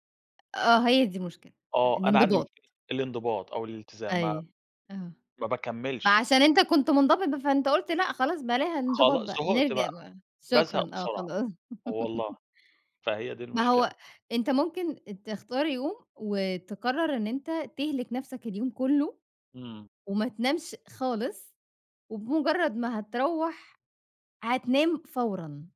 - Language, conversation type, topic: Arabic, podcast, إزاي بتحافظ على نومك؟
- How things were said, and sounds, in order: giggle